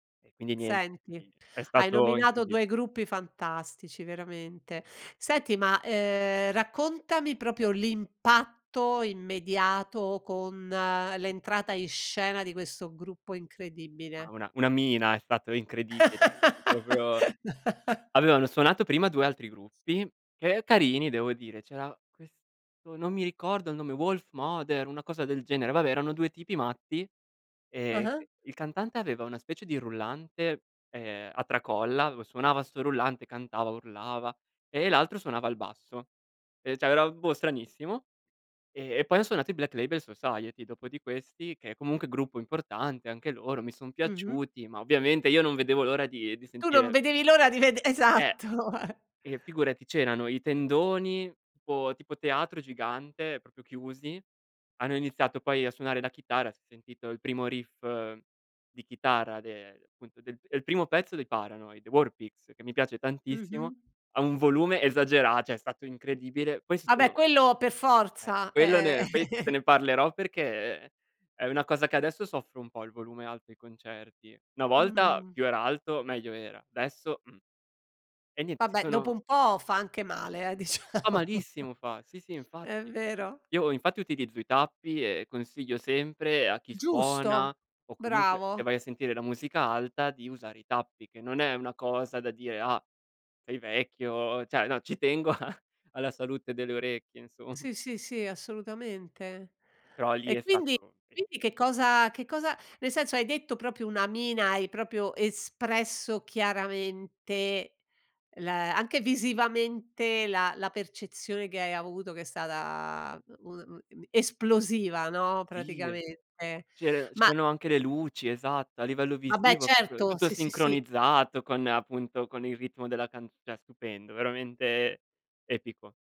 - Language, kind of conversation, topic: Italian, podcast, Qual è il concerto che ti ha cambiato la vita?
- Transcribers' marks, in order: unintelligible speech; "proprio" said as "propio"; stressed: "l'impatto"; laugh; "proprio" said as "popio"; tapping; "cioè" said as "ceh"; other background noise; laughing while speaking: "esatto"; chuckle; chuckle; drawn out: "perché"; laughing while speaking: "diciamo"; chuckle; "cioè" said as "ceh"; laughing while speaking: "a"; laughing while speaking: "insomm"; "proprio" said as "propio"; "proprio" said as "propio"; drawn out: "stata"; unintelligible speech; "proprio" said as "propio"; "cioè" said as "ceh"